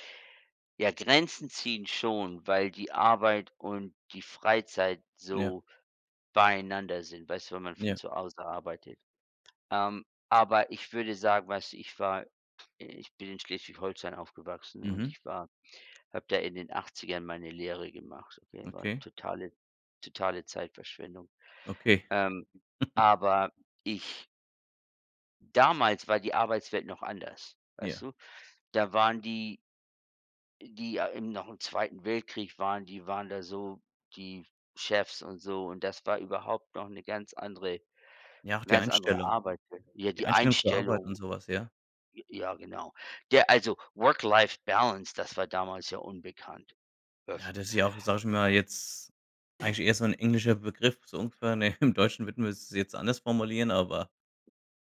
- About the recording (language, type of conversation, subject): German, unstructured, Wie findest du die richtige Balance zwischen Arbeit und Freizeit?
- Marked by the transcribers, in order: other background noise; chuckle; put-on voice: "Work-Life-Balance"; unintelligible speech; laughing while speaking: "Im"